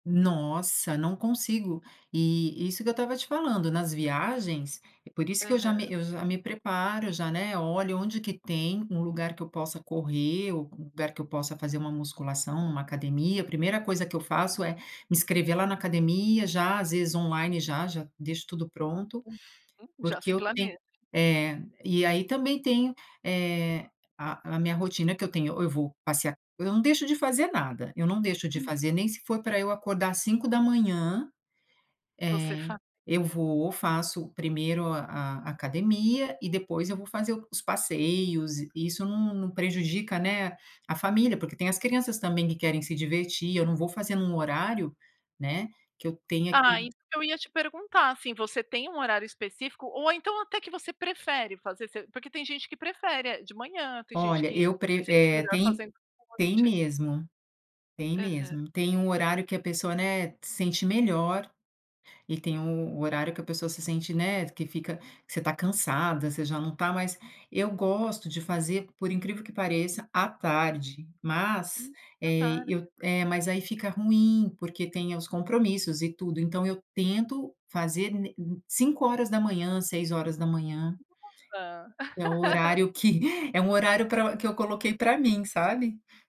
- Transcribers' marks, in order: laugh
- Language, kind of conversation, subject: Portuguese, podcast, Como você incorpora atividade física na rotina?